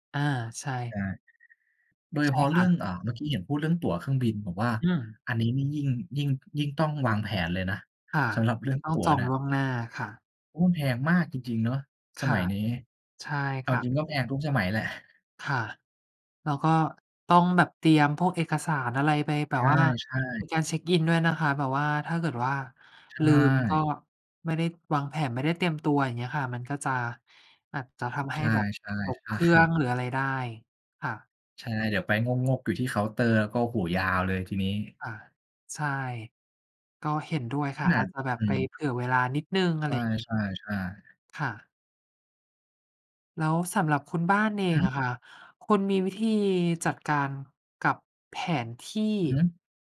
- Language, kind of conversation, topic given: Thai, unstructured, ประโยชน์ของการวางแผนล่วงหน้าในแต่ละวัน
- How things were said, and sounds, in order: laughing while speaking: "ใช่"